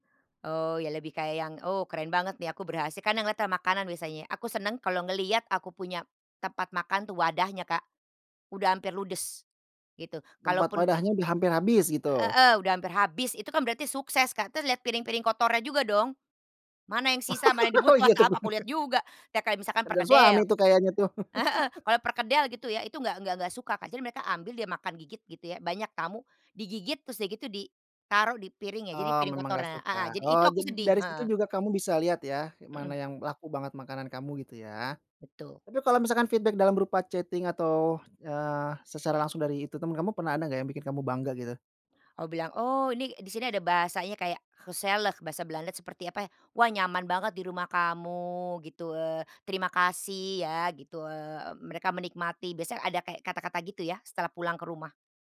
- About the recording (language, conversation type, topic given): Indonesian, podcast, Bagaimana cara menyiasati tamu dengan preferensi makanan yang berbeda-beda?
- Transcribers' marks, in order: laugh; laughing while speaking: "Oh iya, itu benar"; other background noise; laugh; in English: "feedback"; in English: "chatting"; in Dutch: "Huiselijk"